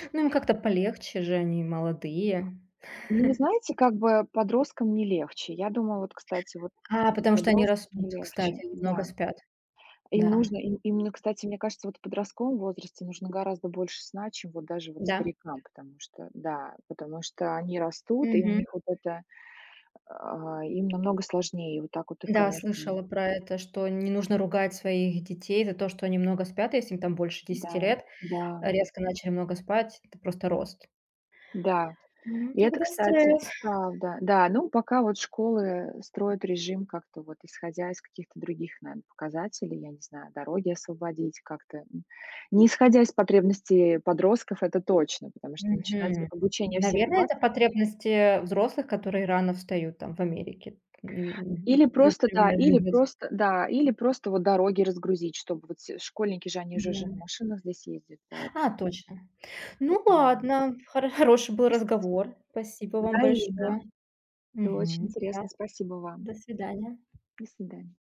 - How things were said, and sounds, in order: tapping; chuckle; unintelligible speech
- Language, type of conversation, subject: Russian, unstructured, Как ты справляешься со стрессом на работе?